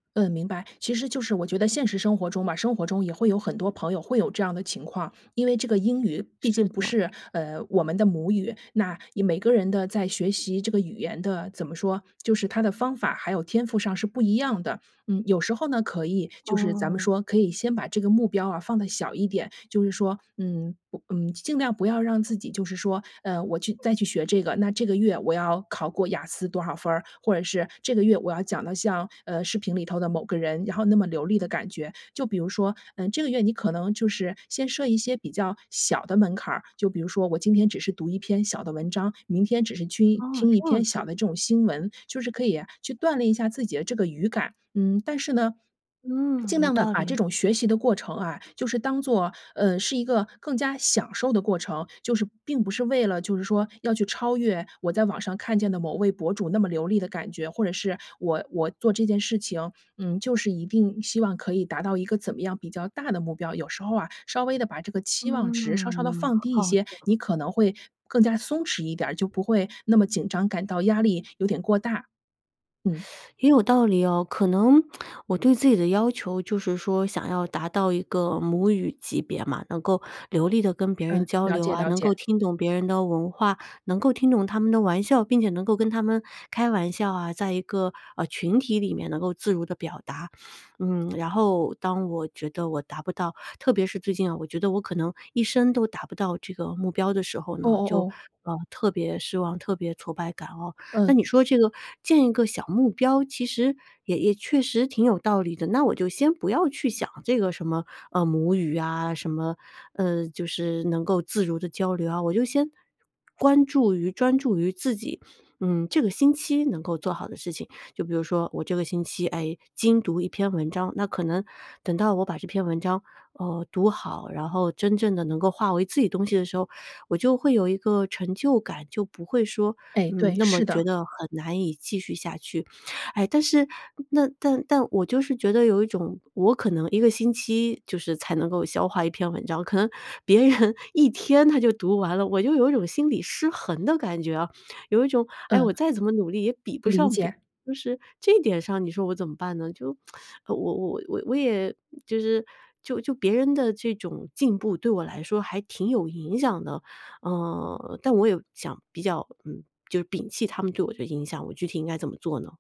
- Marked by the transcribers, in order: other background noise; teeth sucking; tsk; laughing while speaking: "别人"; teeth sucking
- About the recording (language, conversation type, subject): Chinese, advice, 為什麼我會覺得自己沒有天賦或價值？